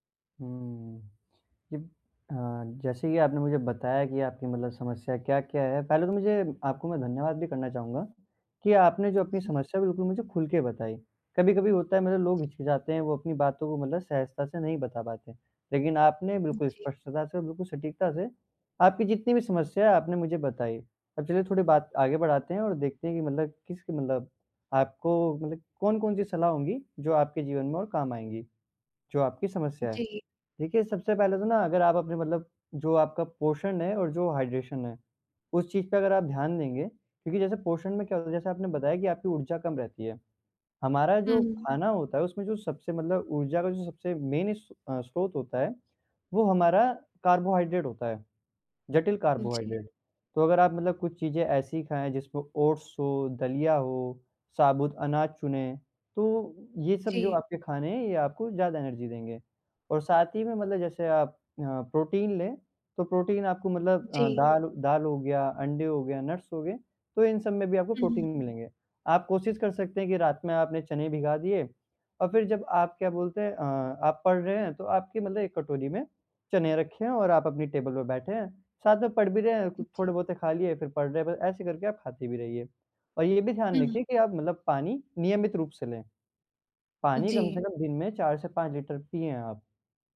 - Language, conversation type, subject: Hindi, advice, दिनभर मेरी ऊर्जा में उतार-चढ़ाव होता रहता है, मैं इसे कैसे नियंत्रित करूँ?
- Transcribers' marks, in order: other noise; in English: "पोर्शन"; in English: "हाइड्रैशन"; in English: "पोर्शन"; in English: "मेन"; in English: "एनर्जी"; other background noise; in English: "नट्स"